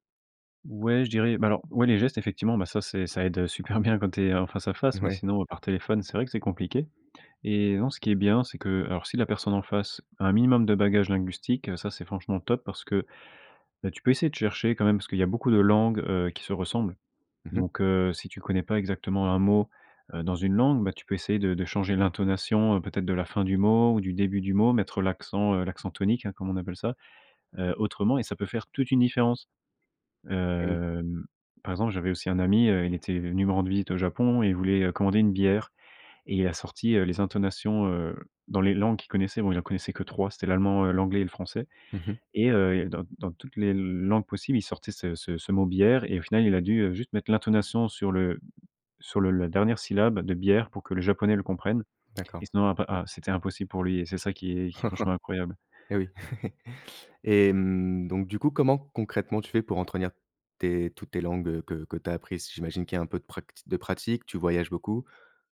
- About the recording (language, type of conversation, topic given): French, podcast, Comment jongles-tu entre deux langues au quotidien ?
- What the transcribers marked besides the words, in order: laughing while speaking: "super"; laughing while speaking: "Ouais"; tapping; drawn out: "Hem"; chuckle; "entretenir" said as "entrenir"